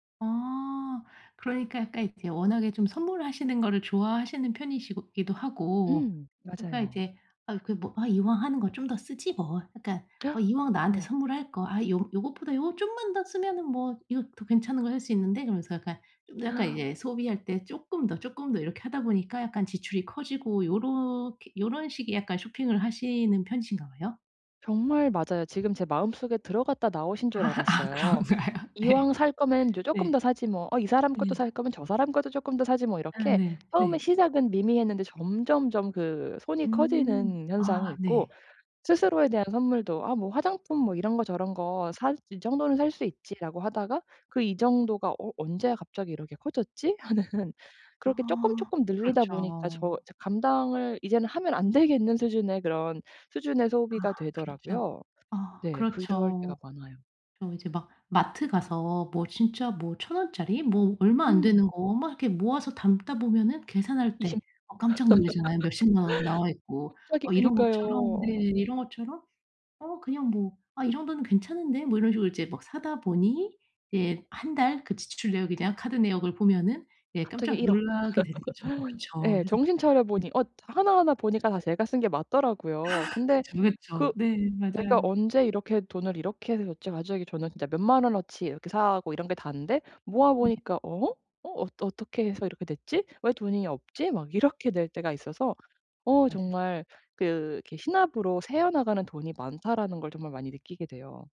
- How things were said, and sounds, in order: other background noise; gasp; gasp; laughing while speaking: "아 아 그런가요? 네"; laughing while speaking: "하는"; laugh; laugh; laugh
- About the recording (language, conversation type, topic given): Korean, advice, 지출을 통제하기가 어려워서 걱정되는데, 어떻게 하면 좋을까요?